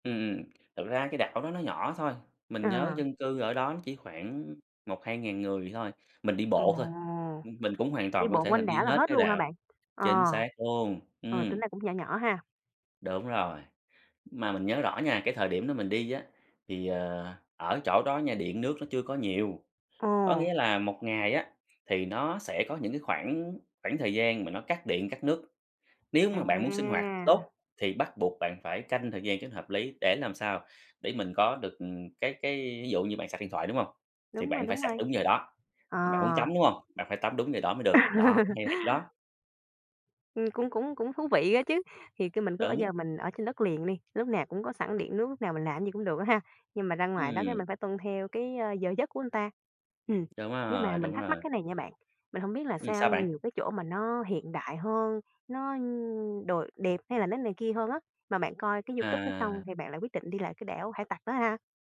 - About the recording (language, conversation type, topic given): Vietnamese, podcast, Chuyến du lịch nào khiến bạn nhớ mãi không quên?
- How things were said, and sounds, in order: tapping; laugh; "người" said as "ừn"